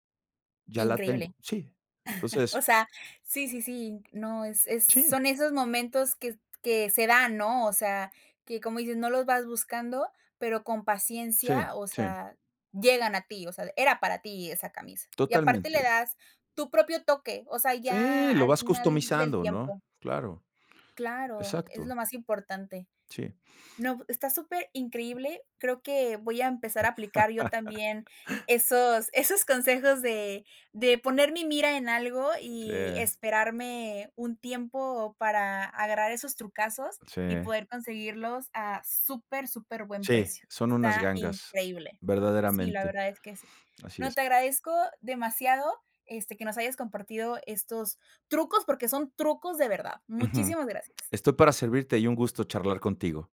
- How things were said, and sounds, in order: tapping; chuckle; laugh; sniff
- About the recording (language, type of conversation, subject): Spanish, podcast, ¿Qué trucos tienes para vestirte bien con poco presupuesto?